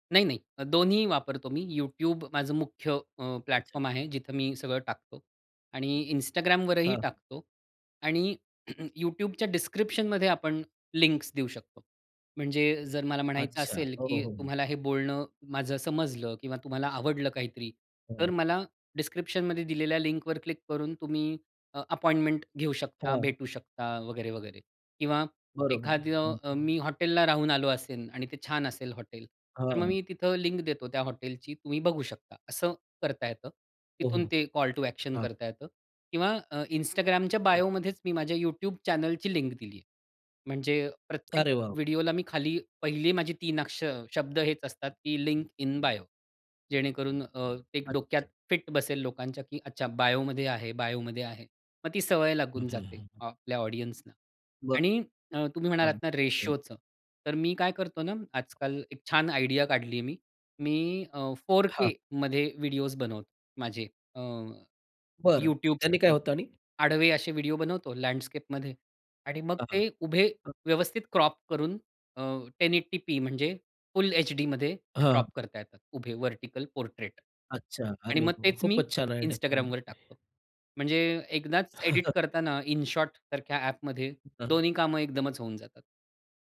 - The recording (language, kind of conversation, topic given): Marathi, podcast, तू सोशल मीडियावर तुझं काम कसं सादर करतोस?
- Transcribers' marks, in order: in English: "प्लॅटफॉर्म"; throat clearing; in English: "डिस्क्रिप्शनमध्ये"; tapping; in English: "डिस्क्रिप्शनमध्ये"; other background noise; in English: "कॉल टू ॲक्शन"; in English: "बायोमध्येच"; in English: "चॅनलची"; in English: "लिंक इन बायो"; in English: "बायोमध्ये"; in English: "बायोमध्ये"; in English: "ऑडियन्सना"; in English: "आयडिया"; in English: "लँडस्केपमध्ये"; in English: "क्रॉप"; in English: "क्रॉप"; in English: "पोर्ट्रेट"; in English: "आयडिया"; chuckle